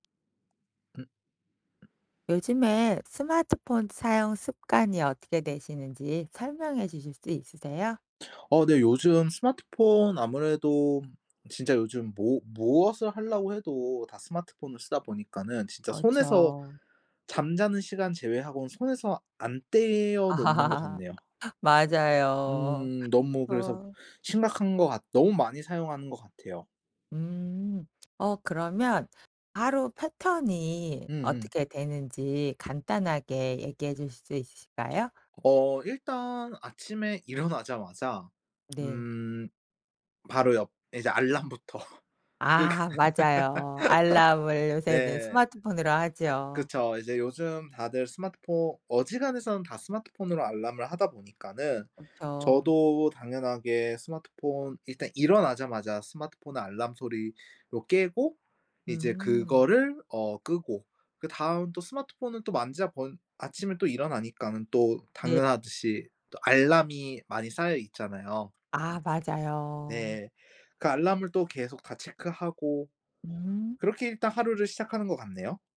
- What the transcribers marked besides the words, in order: other background noise; "그렇죠" said as "어쵸"; laugh; tapping; laughing while speaking: "알람부터 끄기"; laugh
- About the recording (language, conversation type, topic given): Korean, podcast, 요즘 스마트폰 사용 습관을 어떻게 설명해 주시겠어요?